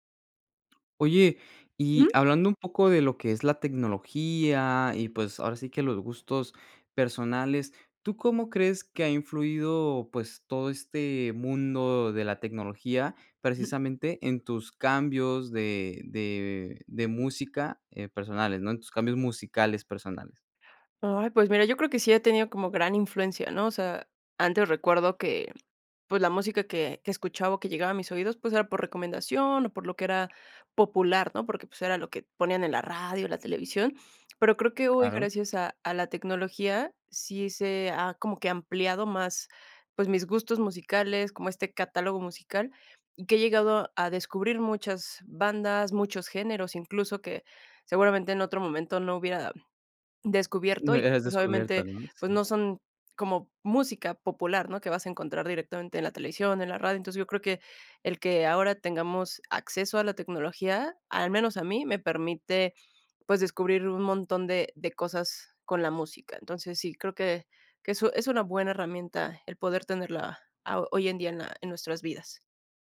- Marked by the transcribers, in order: unintelligible speech
- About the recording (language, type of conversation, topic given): Spanish, podcast, ¿Cómo ha influido la tecnología en tus cambios musicales personales?
- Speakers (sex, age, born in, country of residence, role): female, 35-39, Mexico, Mexico, guest; male, 20-24, Mexico, United States, host